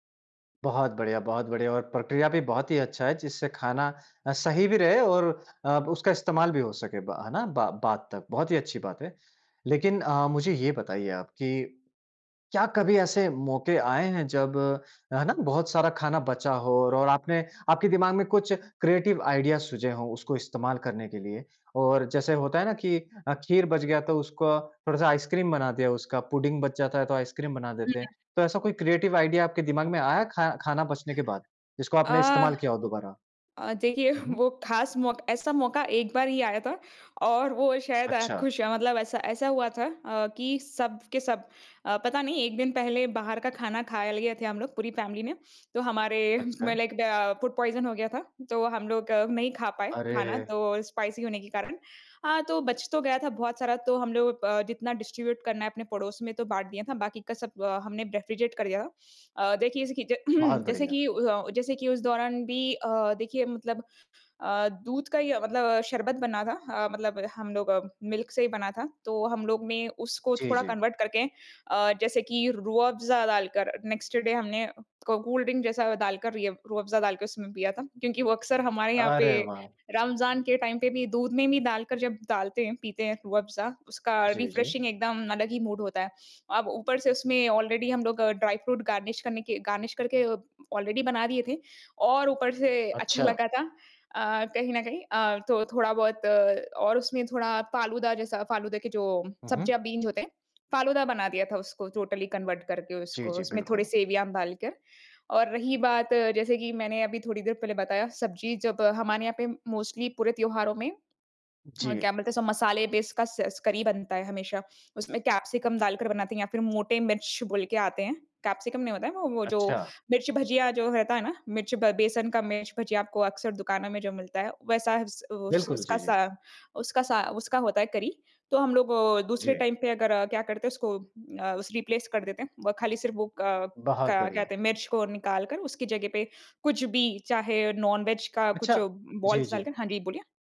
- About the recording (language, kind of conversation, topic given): Hindi, podcast, त्योहारों में बचा हुआ खाना आप आमतौर पर कैसे संभालते हैं?
- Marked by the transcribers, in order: in English: "क्रिएटिव आइडिया"; in English: "पुडिंग"; in English: "क्रिएटिव आइडिया"; chuckle; in English: "फैमिली"; in English: "लाइक"; in English: "स्पाइसी"; in English: "डिस्ट्रीब्यूट"; in English: "रेफ़्रिजरेट"; throat clearing; in English: "मिल्क"; in English: "कन्वर्ट"; in English: "नेक्स्ट डे"; in English: "को कोल्ड ड्रिंक"; in English: "टाइम"; in English: "फ्रेशिंग"; in English: "मूड"; in English: "ऑलरेडी"; in English: "ड्राई फ्रूट गार्निश"; in English: "गार्निश"; in English: "ऑलरेडी"; in English: "बीन्स"; in English: "टोटली कन्वर्ट"; in English: "मोस्टली"; in English: "कैप्सिकम"; in English: "कैप्सिकम"; in English: "टाइम"; in English: "रिप्लेस"; in English: "नॉन-वेज"; in English: "बोल्स"